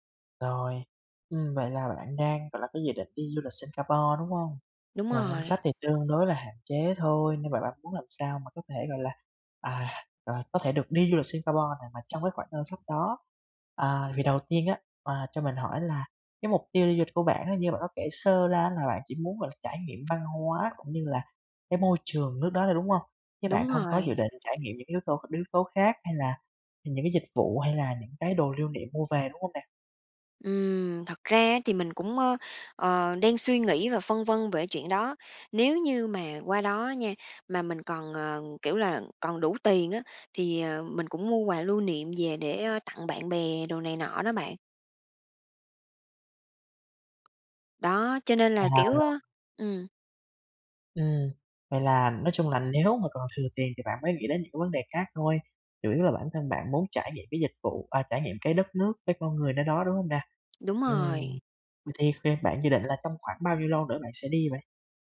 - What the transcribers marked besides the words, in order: tapping; laughing while speaking: "À"; other background noise
- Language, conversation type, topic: Vietnamese, advice, Làm sao để du lịch khi ngân sách rất hạn chế?